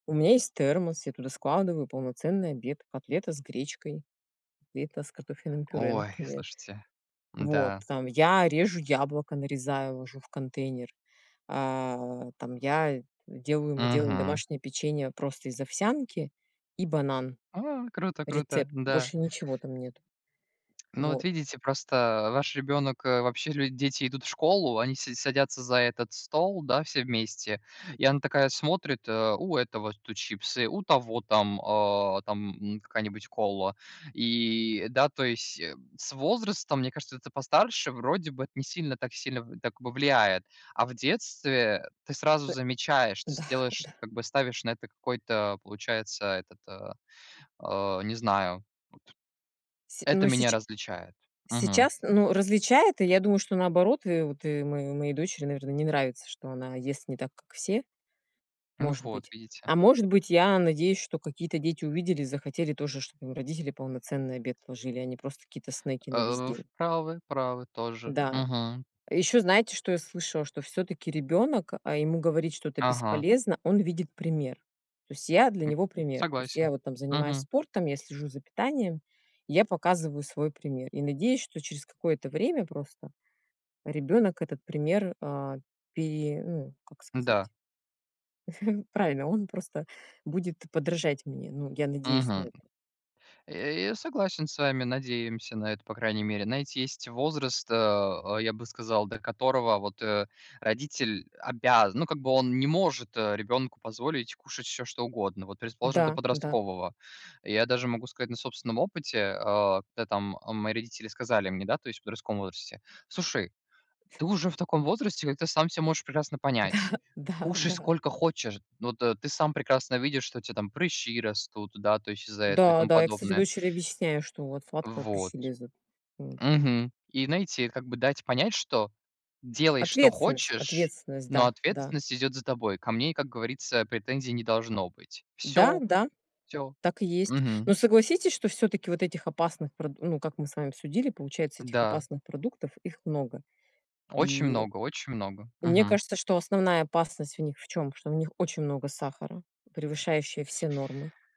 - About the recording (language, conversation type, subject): Russian, unstructured, Какие продукты вы считаете наиболее опасными для детей?
- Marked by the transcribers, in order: joyful: "А! Круто! Круто!"; tapping; other noise; laughing while speaking: "Да, да"; chuckle; laughing while speaking: "Да, да, да"; other background noise